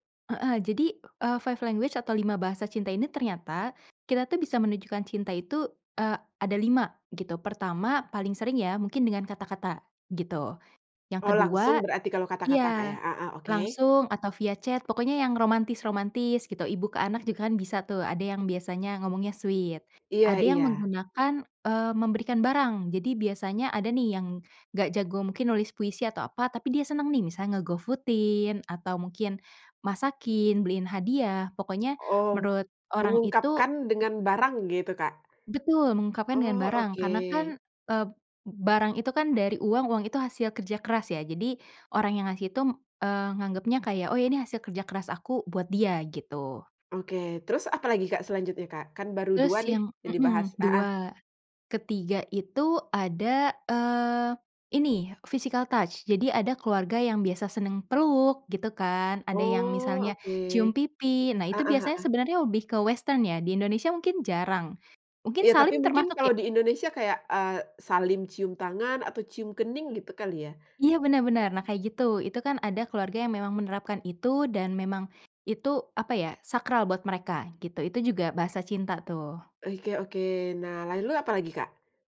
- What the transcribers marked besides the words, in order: in English: "five language"; in English: "chat"; other background noise; in English: "sweet"; tapping; in English: "physical touch"; in English: "western"; "lalu" said as "lailu"
- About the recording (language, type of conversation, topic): Indonesian, podcast, Bagaimana pengalamanmu saat pertama kali menyadari bahasa cinta keluargamu?